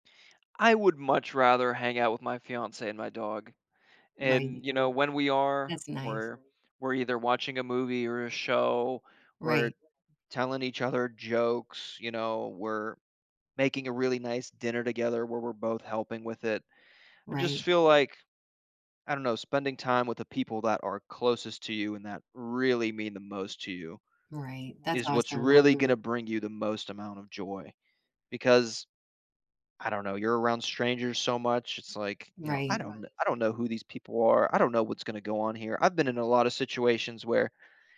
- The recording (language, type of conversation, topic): English, unstructured, What factors influence your choice between spending a night out or relaxing at home?
- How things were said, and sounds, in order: other background noise; stressed: "really"; background speech